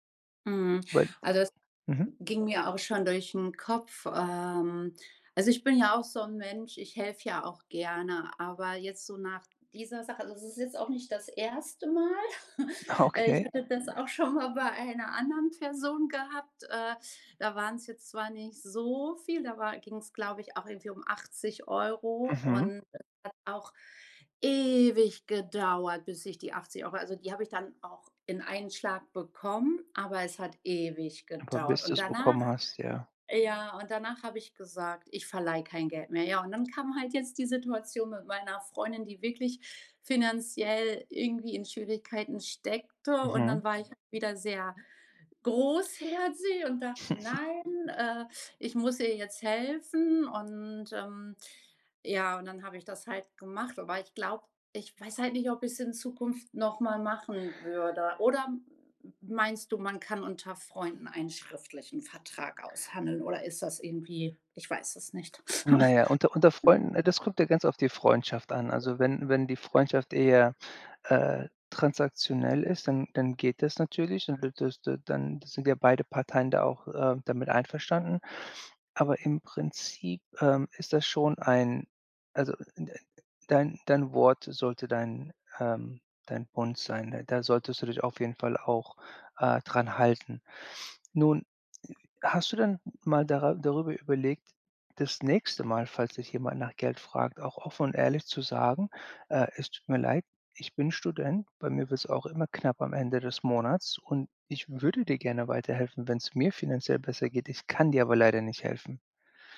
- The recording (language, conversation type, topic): German, advice, Was kann ich tun, wenn ein Freund oder eine Freundin sich Geld leiht und es nicht zurückzahlt?
- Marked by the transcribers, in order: chuckle; drawn out: "so"; drawn out: "ewig"; chuckle; chuckle; other background noise